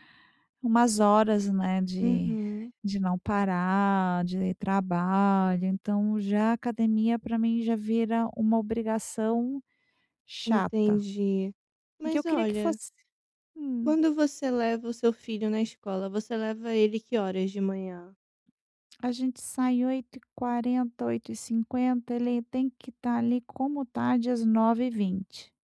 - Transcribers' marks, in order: tapping
- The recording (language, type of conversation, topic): Portuguese, advice, Como criar rotinas que reduzam recaídas?